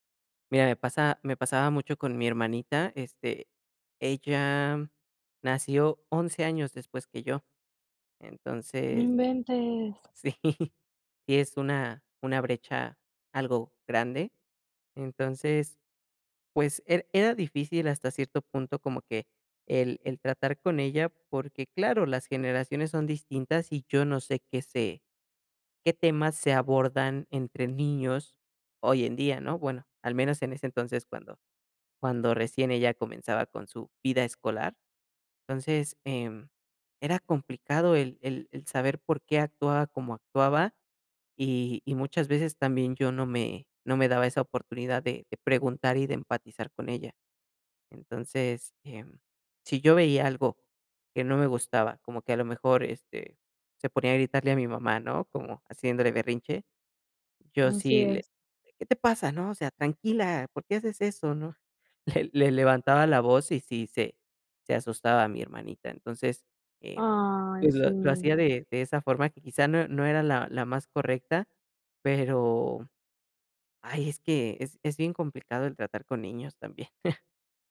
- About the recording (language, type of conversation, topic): Spanish, podcast, ¿Cómo compartes tus valores con niños o sobrinos?
- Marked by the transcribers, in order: laugh; chuckle